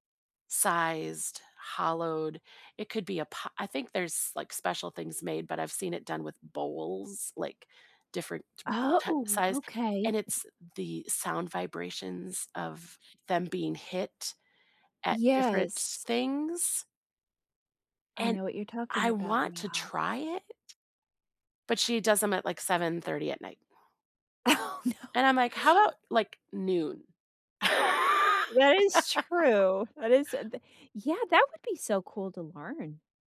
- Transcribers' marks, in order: tapping; other background noise; laughing while speaking: "Oh, no"; laugh
- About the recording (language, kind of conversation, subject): English, unstructured, Which hobby would you try because your friends are into it, and which would you avoid?
- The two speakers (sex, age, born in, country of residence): female, 40-44, United States, United States; female, 50-54, United States, United States